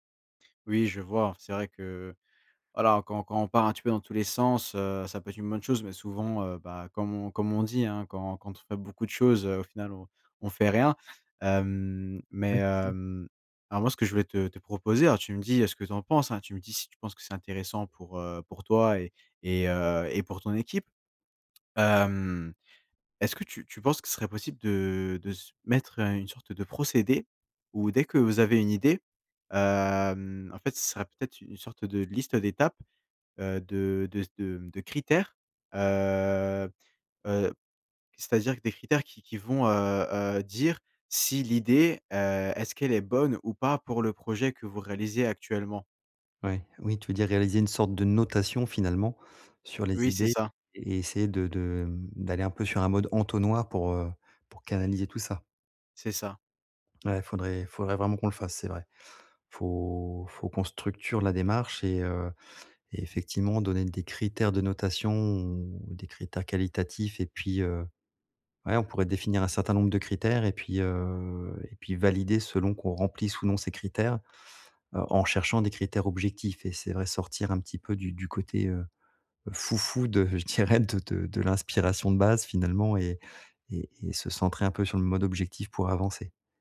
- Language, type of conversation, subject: French, advice, Comment puis-je filtrer et prioriser les idées qui m’inspirent le plus ?
- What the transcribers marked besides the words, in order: drawn out: "de"; drawn out: "hem"; drawn out: "heu"; stressed: "notation"; drawn out: "Faut"